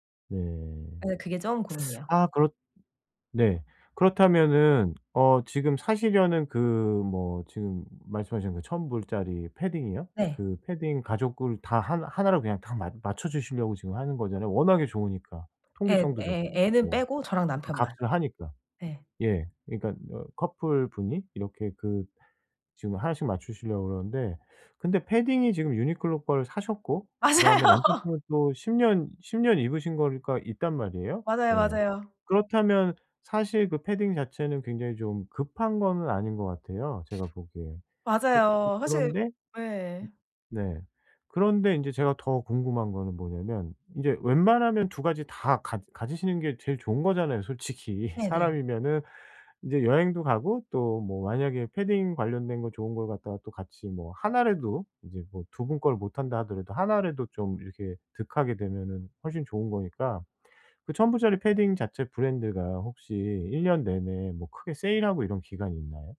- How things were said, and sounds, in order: teeth sucking; laughing while speaking: "맞아요"; laughing while speaking: "솔직히"
- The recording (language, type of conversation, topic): Korean, advice, 물건 대신 경험에 돈을 쓰는 것이 저에게 더 좋을까요?